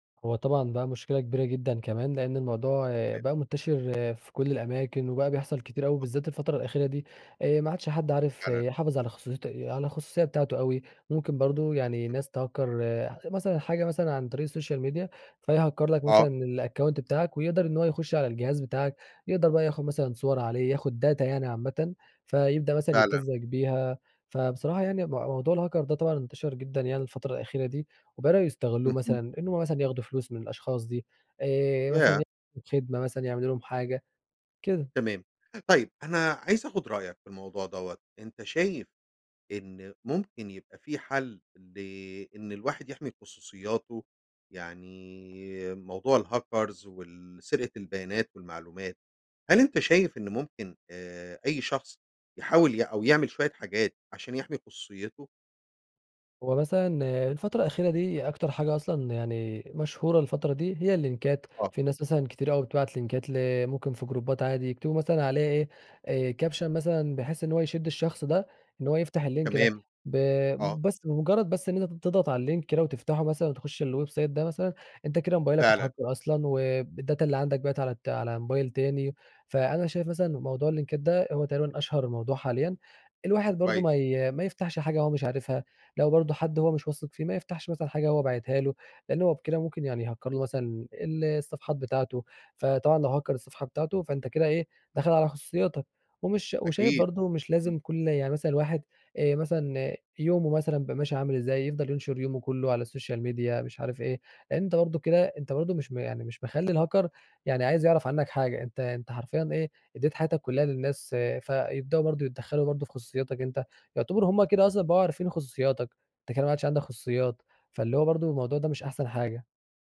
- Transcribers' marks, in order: unintelligible speech; in English: "تهكَّر"; in English: "الsocial media فيهكَّر"; in English: "الaccount"; in English: "data"; in English: "الهاكر"; in English: "الهاكرز"; in English: "اللينكات"; in English: "جروبات"; in English: "كابشن"; in English: "اللينك"; in English: "اللينك"; in English: "الويب سايت"; in English: "اتهكر"; in English: "والداتا"; in English: "اللينكات"; tapping; in English: "يهكر"; in English: "هكر"; in English: "السوشيال ميديا"; in English: "الهاكر"
- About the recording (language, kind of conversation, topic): Arabic, podcast, إزاي السوشيال ميديا أثّرت على علاقاتك اليومية؟